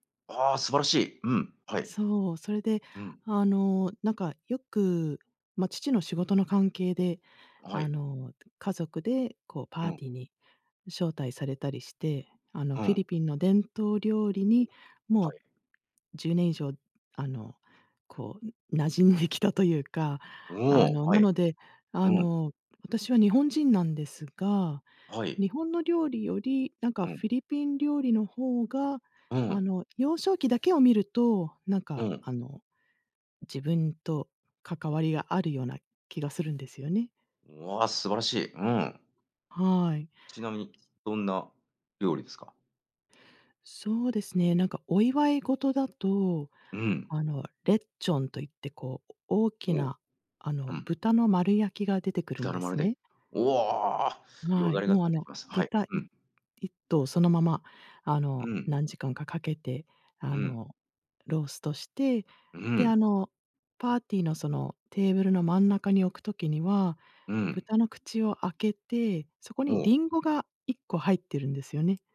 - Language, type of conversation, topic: Japanese, unstructured, あなたの地域の伝統的な料理は何ですか？
- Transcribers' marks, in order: other background noise